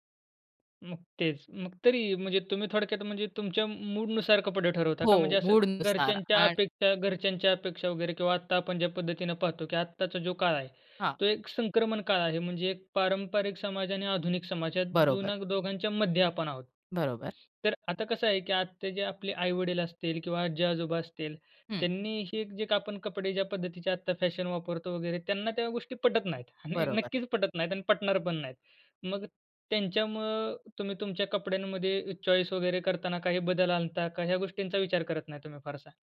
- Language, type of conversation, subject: Marathi, podcast, कपड्यांमधून तू स्वतःला कसं मांडतोस?
- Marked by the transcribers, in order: laughing while speaking: "आणि नक्कीच पटत नाहीत आणि पटणार पण नाहीत"; in English: "चॉईस"